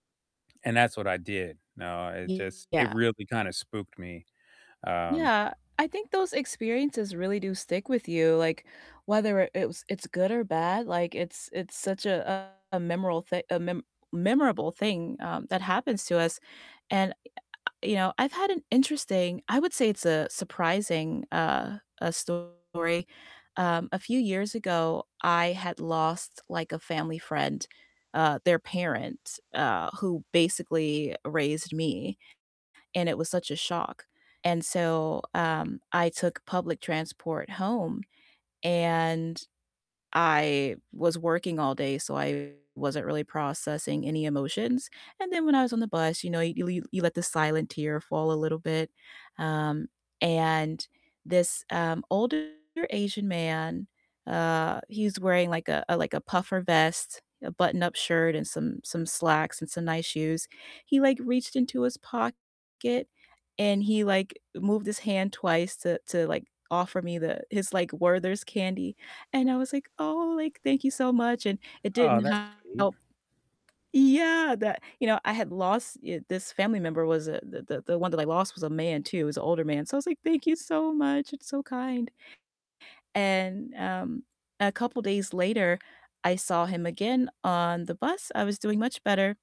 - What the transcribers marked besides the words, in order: distorted speech; "memorable" said as "memoral"; tapping; static
- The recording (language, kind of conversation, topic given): English, unstructured, What’s the best, worst, or most surprising public transport ride you’ve ever had?
- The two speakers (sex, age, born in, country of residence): female, 30-34, United States, United States; male, 55-59, United States, United States